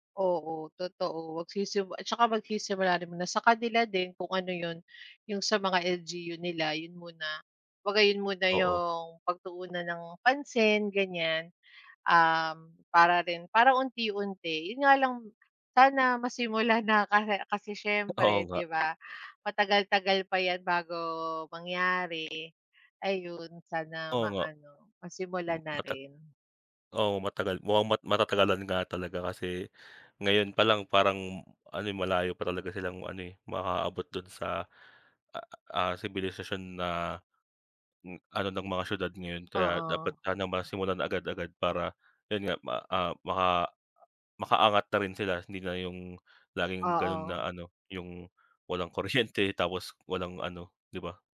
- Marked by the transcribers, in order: laughing while speaking: "Oo"; tapping; other background noise; laughing while speaking: "kuryente"
- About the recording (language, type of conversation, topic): Filipino, unstructured, Paano mo nakikita ang magiging kinabukasan ng teknolohiya sa Pilipinas?